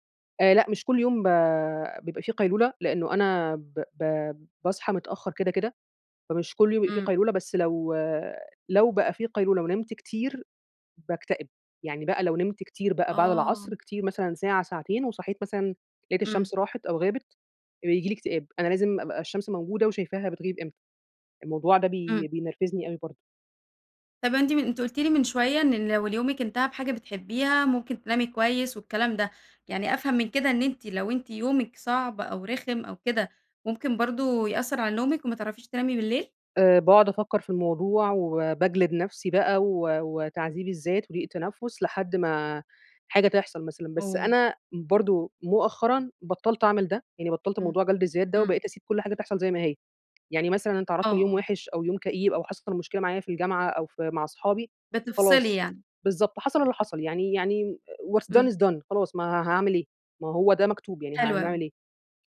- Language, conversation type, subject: Arabic, podcast, إيه طقوسك بالليل قبل النوم عشان تنام كويس؟
- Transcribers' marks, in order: in English: "oh"; tapping; in English: "what done is done"